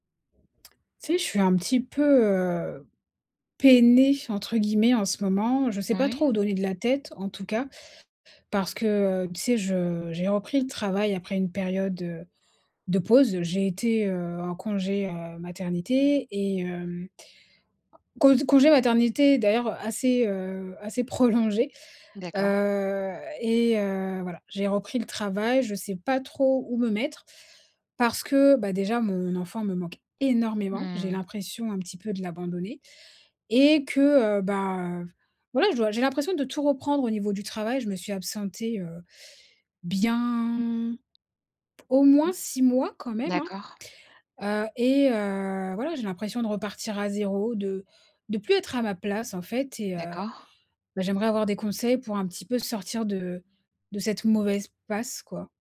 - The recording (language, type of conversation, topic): French, advice, Comment s’est passé votre retour au travail après un congé maladie ou parental, et ressentez-vous un sentiment d’inadéquation ?
- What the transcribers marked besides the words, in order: stressed: "peinée"; stressed: "énormément"